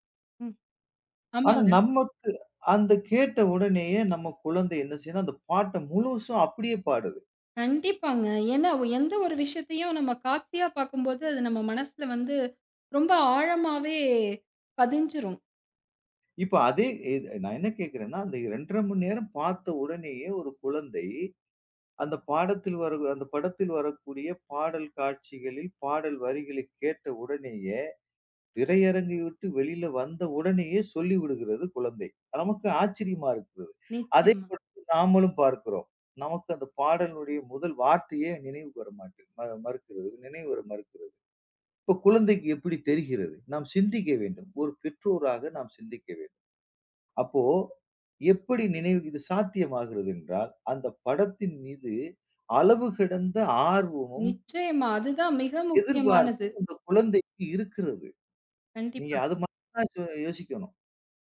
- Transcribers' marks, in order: drawn out: "ஆழமாவே"
- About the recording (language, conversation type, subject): Tamil, podcast, பாடங்களை நன்றாக நினைவில் வைப்பது எப்படி?